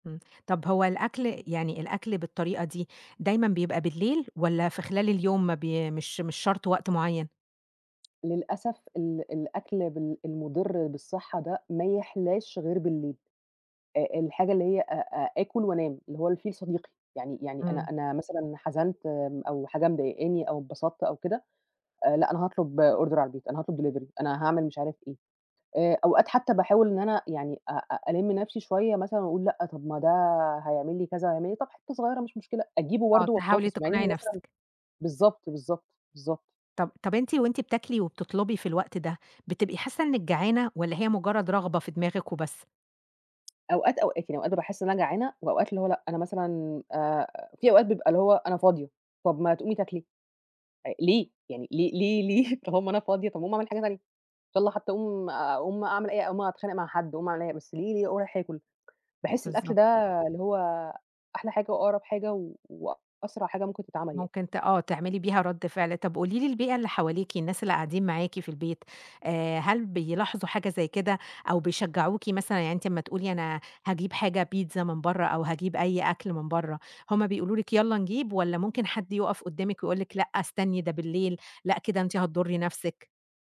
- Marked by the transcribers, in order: tapping; in English: "order"; in English: "delivery"; unintelligible speech; laughing while speaking: "ليه؟"
- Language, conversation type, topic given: Arabic, advice, ليه باكل كتير لما ببقى متوتر أو زعلان؟